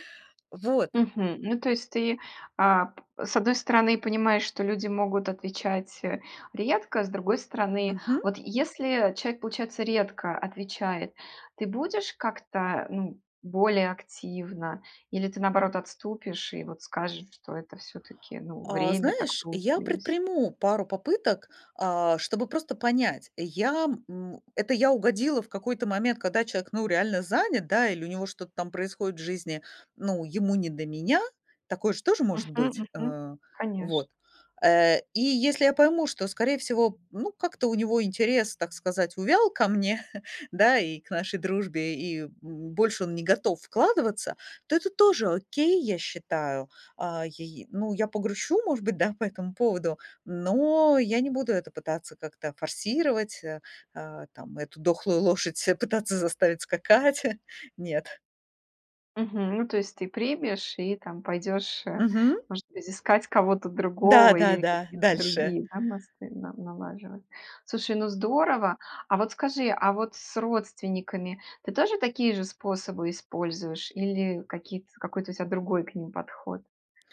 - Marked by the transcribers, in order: chuckle; laughing while speaking: "скакать"
- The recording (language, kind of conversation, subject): Russian, podcast, Как ты поддерживаешь старые дружеские отношения на расстоянии?